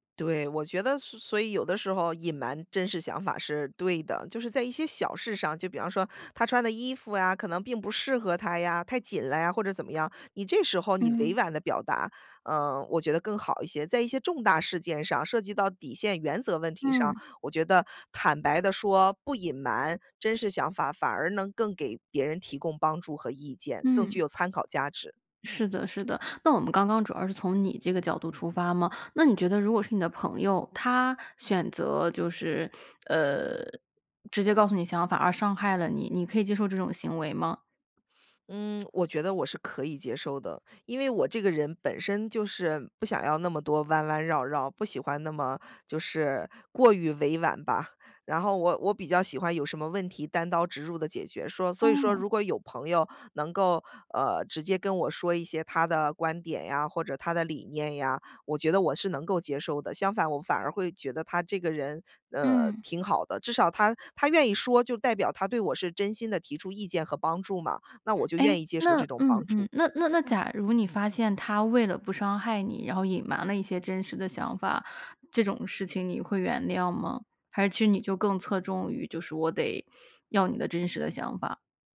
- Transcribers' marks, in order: none
- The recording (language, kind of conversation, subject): Chinese, podcast, 你为了不伤害别人，会选择隐瞒自己的真实想法吗？